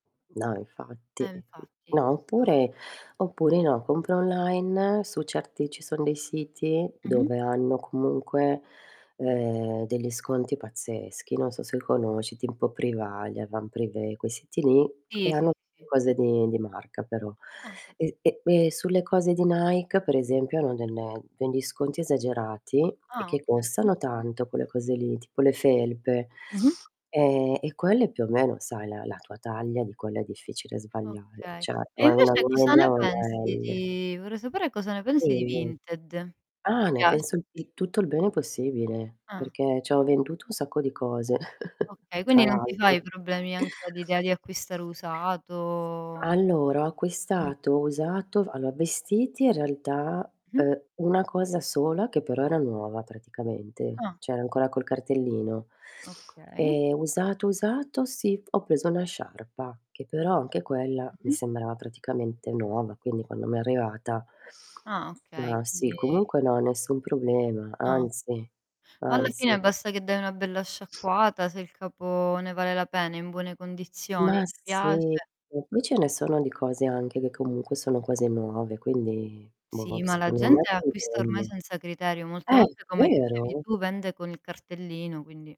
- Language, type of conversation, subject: Italian, unstructured, Qual è il tuo outfit ideale per sentirti a tuo agio durante il giorno?
- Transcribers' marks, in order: other noise; distorted speech; "tipo" said as "timpo"; unintelligible speech; unintelligible speech; "cioè" said as "ceh"; unintelligible speech; giggle; tapping; mechanical hum; drawn out: "usato?"; unintelligible speech